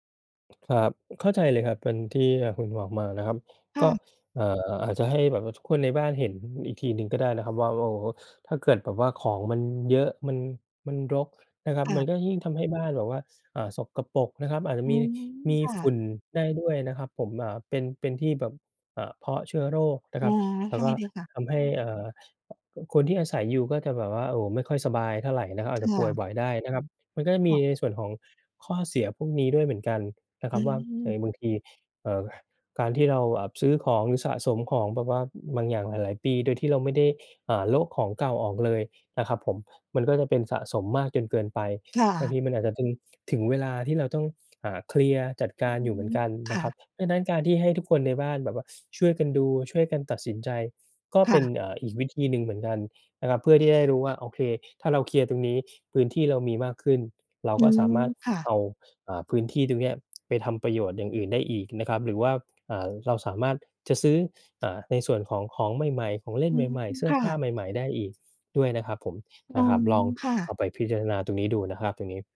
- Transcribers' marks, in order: tapping
- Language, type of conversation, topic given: Thai, advice, อยากจัดบ้านให้ของน้อยลงแต่กลัวเสียดายเวลาต้องทิ้งของ ควรทำอย่างไร?